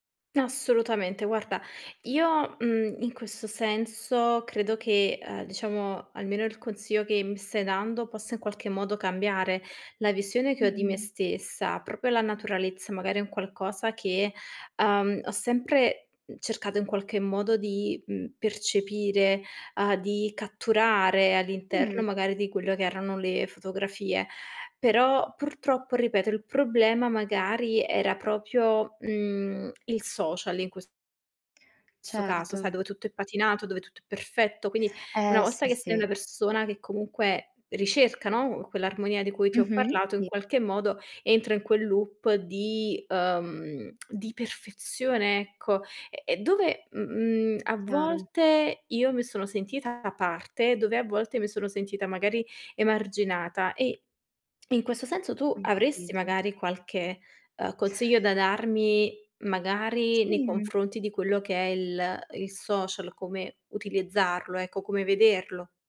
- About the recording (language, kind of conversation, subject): Italian, advice, Come descriveresti la pressione di dover mantenere sempre un’immagine perfetta al lavoro o sui social?
- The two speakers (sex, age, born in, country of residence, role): female, 25-29, Italy, Italy, advisor; female, 25-29, Italy, Italy, user
- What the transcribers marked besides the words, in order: "proprio" said as "propio"; tapping; lip smack